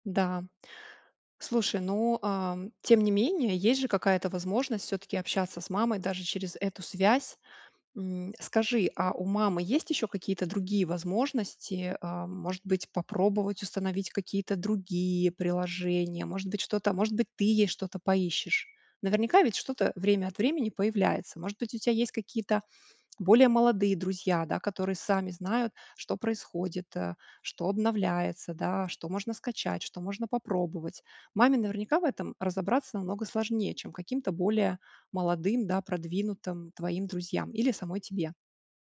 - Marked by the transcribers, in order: tapping
- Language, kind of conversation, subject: Russian, advice, Как справляться с трудностями поддержания связи в отношениях на расстоянии?